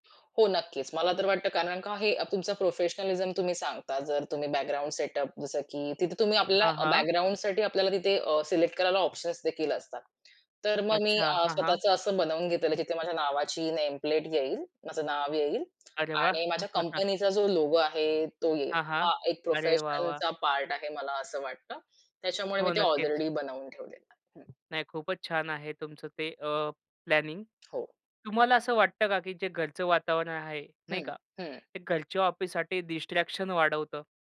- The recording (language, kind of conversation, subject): Marathi, podcast, घरी कामासाठी सोयीस्कर कार्यालयीन जागा कशी तयार कराल?
- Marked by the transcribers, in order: in English: "प्रोफेशनलिझम"; in English: "सेटअप"; tapping; other background noise; other noise; chuckle; in English: "प्लॅनिंग"; in English: "डिस्ट्रॅक्शन"